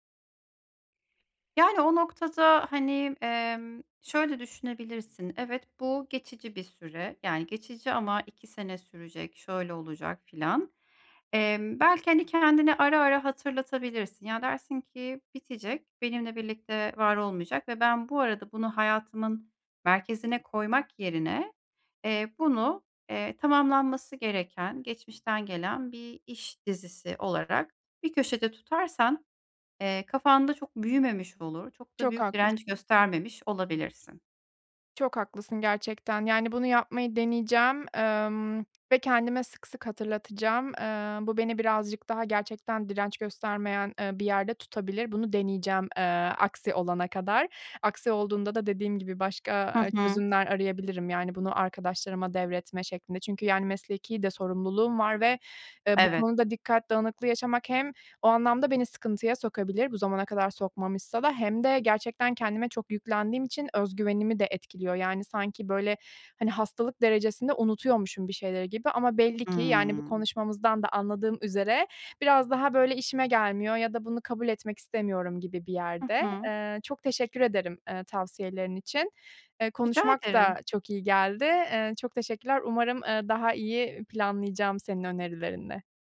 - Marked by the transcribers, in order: tapping
- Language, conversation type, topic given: Turkish, advice, Sürekli dikkatimin dağılmasını azaltıp düzenli çalışma blokları oluşturarak nasıl daha iyi odaklanabilirim?